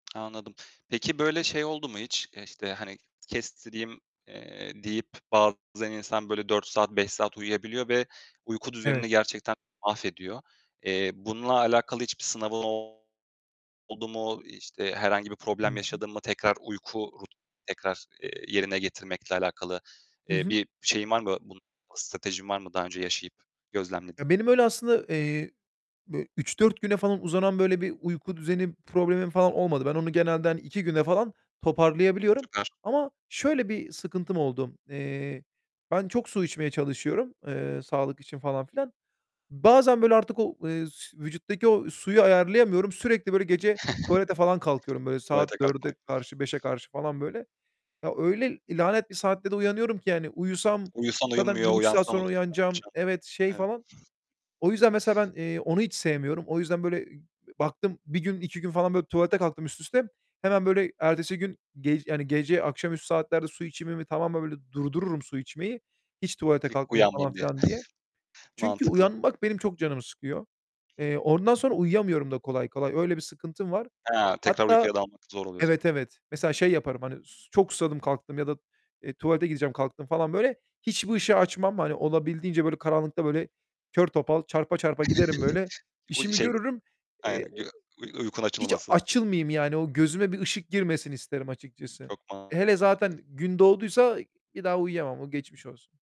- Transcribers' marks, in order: other background noise; distorted speech; tapping; chuckle; chuckle; chuckle
- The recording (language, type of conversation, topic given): Turkish, podcast, Uyku öncesi rutinin neleri içeriyor?